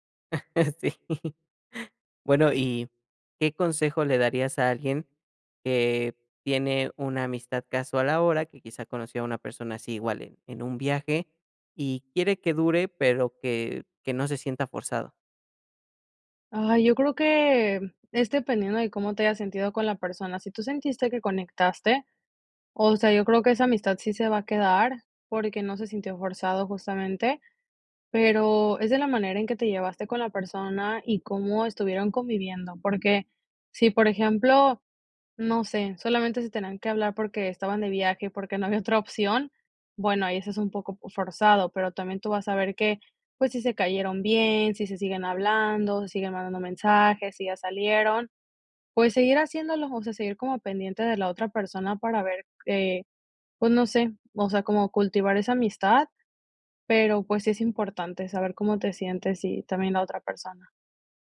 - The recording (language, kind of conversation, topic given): Spanish, podcast, ¿Qué amistad empezó de forma casual y sigue siendo clave hoy?
- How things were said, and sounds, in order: chuckle; laughing while speaking: "no había"